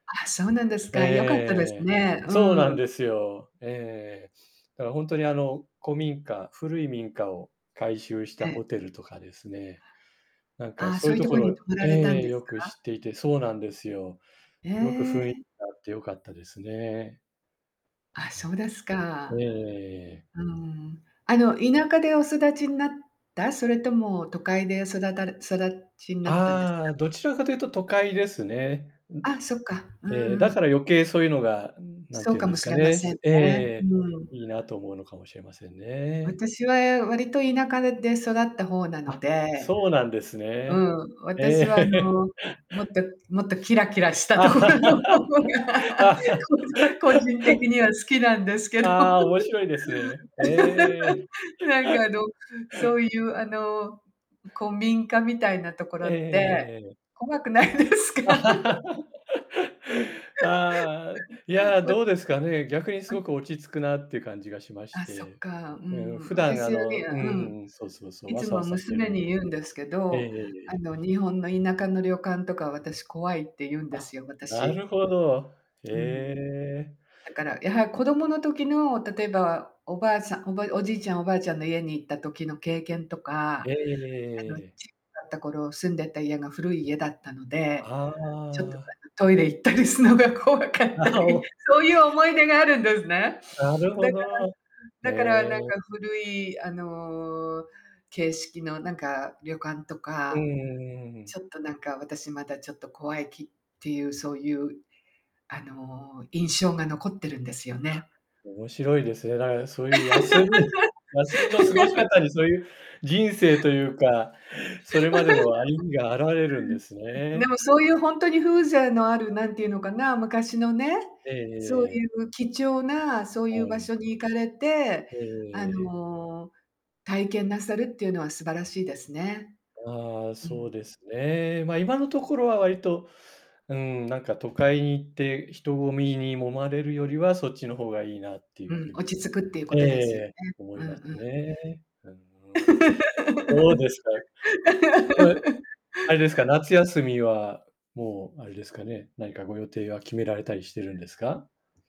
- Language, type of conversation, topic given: Japanese, unstructured, 休みの日はどのように過ごしますか？
- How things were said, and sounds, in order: tapping; distorted speech; laughing while speaking: "ええ"; laugh; laugh; unintelligible speech; laughing while speaking: "ところの方が、こじ 個人的には好きなんですけど"; laugh; laughing while speaking: "ないですか？"; laugh; unintelligible speech; laughing while speaking: "行ったりすのが怖かったり"; laugh; laugh; laugh